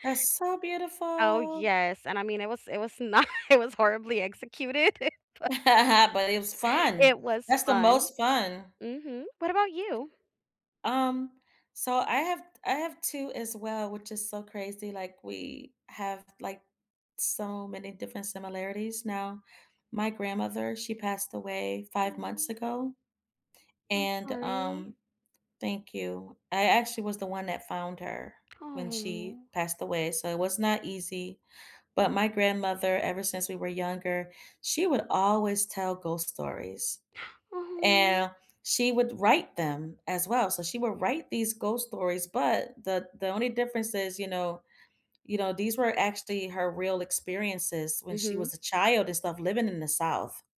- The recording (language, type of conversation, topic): English, unstructured, What’s a story or song that made you feel something deeply?
- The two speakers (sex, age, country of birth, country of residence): female, 35-39, United States, United States; female, 35-39, United States, United States
- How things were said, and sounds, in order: laughing while speaking: "not it was"; laughing while speaking: "executed, but"; laugh; other background noise; sad: "Oh"; drawn out: "Oh"; sad: "Oh"; gasp; sad: "Oh, n"